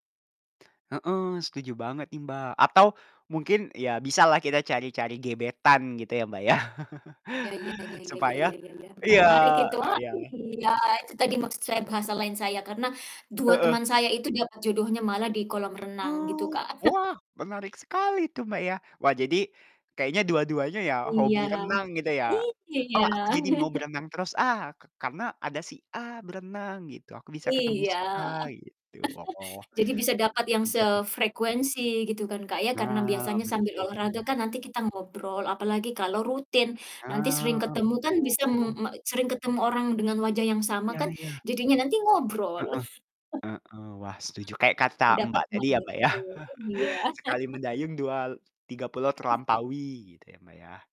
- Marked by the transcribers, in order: distorted speech; laugh; other background noise; laugh; laugh; laugh; chuckle; unintelligible speech; laugh; other noise
- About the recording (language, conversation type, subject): Indonesian, unstructured, Mengapa banyak orang malas berolahraga padahal mereka tahu kesehatan itu penting?